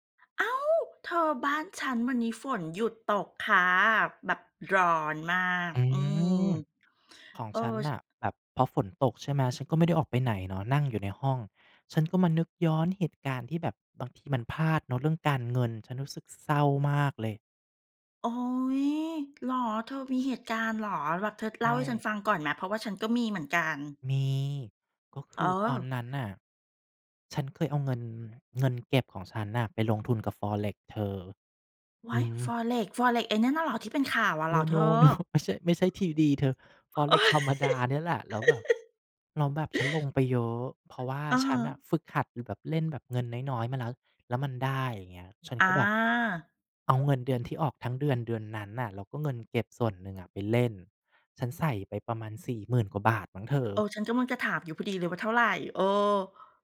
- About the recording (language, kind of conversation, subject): Thai, unstructured, เคยมีเหตุการณ์ไหนที่เรื่องเงินทำให้คุณรู้สึกเสียใจไหม?
- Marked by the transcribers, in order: laughing while speaking: "โน ไม่ใช่"; laughing while speaking: "โอ๊ย"; chuckle; tapping